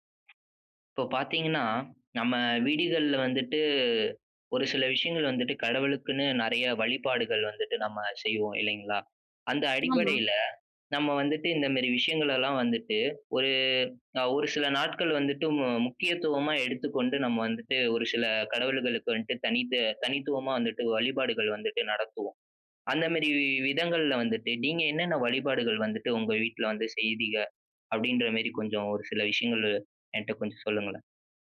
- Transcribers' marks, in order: other background noise; "செய்வீங்க" said as "செய்தீக"
- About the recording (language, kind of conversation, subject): Tamil, podcast, வீட்டில் வழக்கமான தினசரி வழிபாடு இருந்தால் அது எப்படிச் நடைபெறுகிறது?